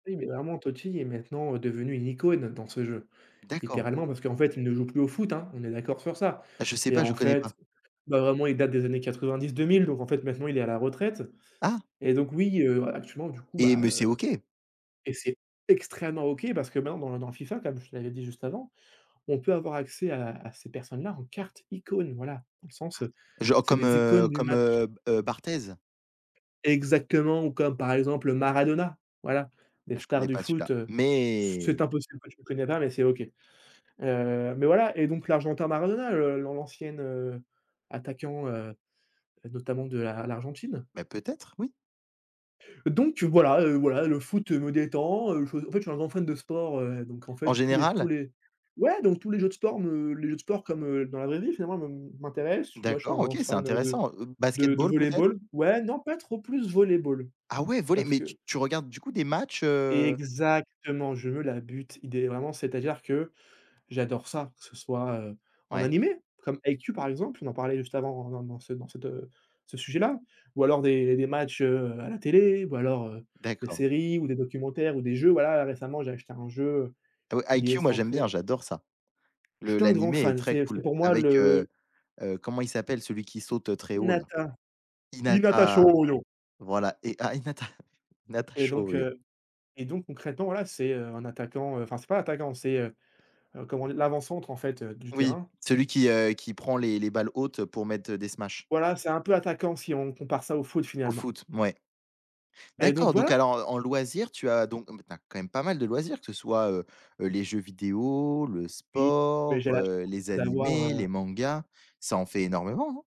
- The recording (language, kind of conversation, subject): French, unstructured, Quels loisirs t’aident vraiment à te détendre ?
- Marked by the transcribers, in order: tapping; surprised: "Ah ouais, volley ?"; stressed: "Exactement"; put-on voice: "Hinata Shôyô"; laughing while speaking: "ah Hinata"; other background noise